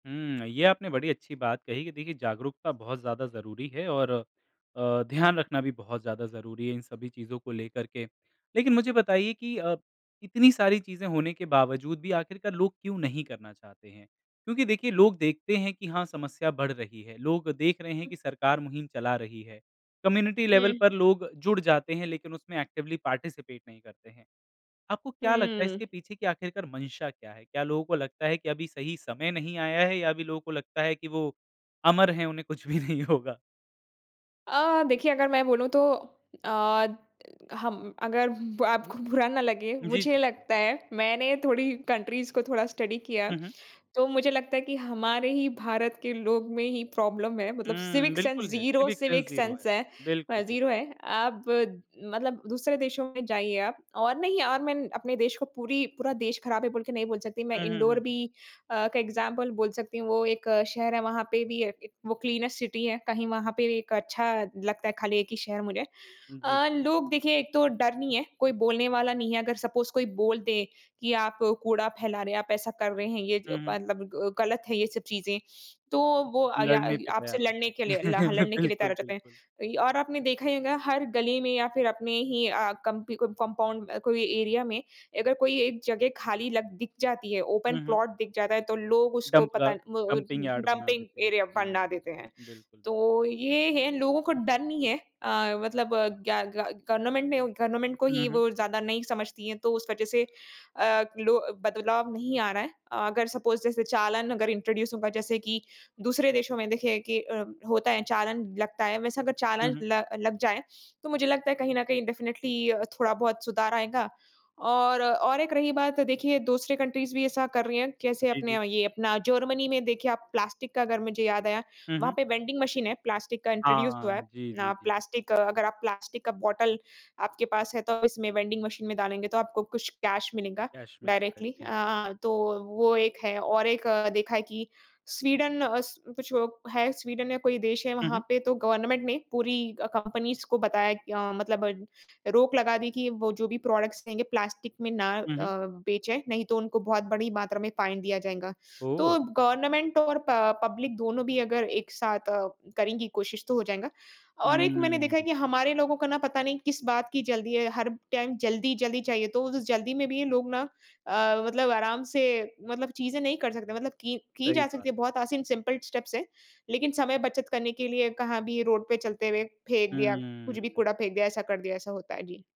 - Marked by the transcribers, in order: other noise; in English: "कम्युनिटी लेवल"; in English: "एक्टिवली पार्टिसिपेट"; laughing while speaking: "कुछ भी नहीं होगा?"; laughing while speaking: "आपको"; in English: "कंट्रीज़"; in English: "स्टडी"; in English: "प्रॉब्लम"; in English: "सिविक सेंस जीरो सिविक सेंस"; in English: "जीरो"; in English: "सिविक सेंस जीरो"; in English: "एक्ज़ाम्पल"; in English: "क्लीनेस्ट सिटी"; in English: "सपोज़"; chuckle; laughing while speaking: "बिल्कुल, बिल्कुल"; in English: "कंप कंपाउंड"; in English: "एरिया"; in English: "ओपन प्लॉट"; in English: "डंपिंग एरिया"; in English: "डंप"; in English: "डंपिंग यार्ड"; in English: "गवर्नमेंट"; in English: "गवर्नमेंट"; in English: "सपोज़"; in English: "इंट्रोड्यूस"; in English: "डेफिनेटली"; in English: "कंट्रीज़"; in English: "इंट्रोड्यूस"; in English: "बॉटल"; in English: "कैश"; in English: "डायरेक्टली"; in English: "कैश"; in English: "गवर्नमेंट"; in English: "कंपनीज़"; in English: "प्रोडक्ट्स"; in English: "फाइन"; in English: "गवर्नमेंट"; in English: "प पब्लिक"; in English: "टाइम"; in English: "सिंपल स्टेप्स"; in English: "रोड"
- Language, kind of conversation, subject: Hindi, podcast, रोज़मर्रा की कौन-सी आदतें पर्यावरण को बचाने में मदद करती हैं?